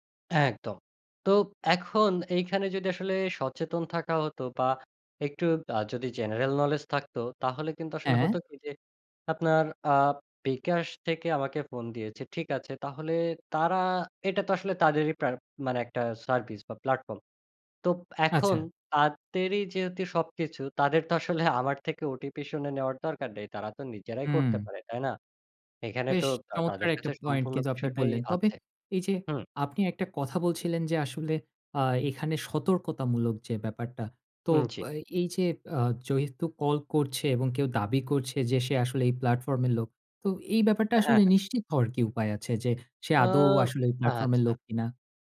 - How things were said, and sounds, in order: tapping; laughing while speaking: "আমার থেকে"; other background noise
- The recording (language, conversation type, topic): Bengali, podcast, আপনি ডিজিটাল পেমেন্ট নিরাপদ রাখতে কী কী করেন?